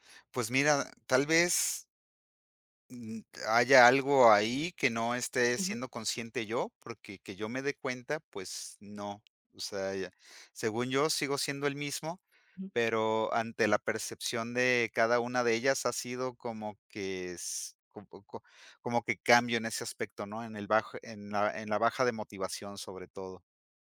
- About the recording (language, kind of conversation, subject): Spanish, advice, ¿Por qué repito relaciones románticas dañinas?
- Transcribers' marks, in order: other background noise